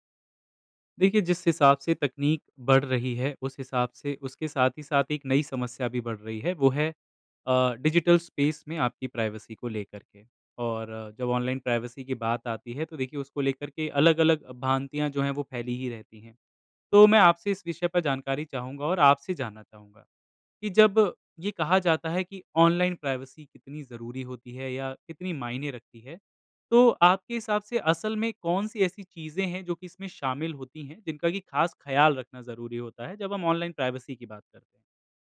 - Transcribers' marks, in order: in English: "डिजिटल स्पेस"; in English: "प्राइवेसी"; in English: "प्राइवेसी"; in English: "प्राइवेसी"; in English: "प्राइवेसी"
- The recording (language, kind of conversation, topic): Hindi, podcast, ऑनलाइन गोपनीयता आपके लिए क्या मायने रखती है?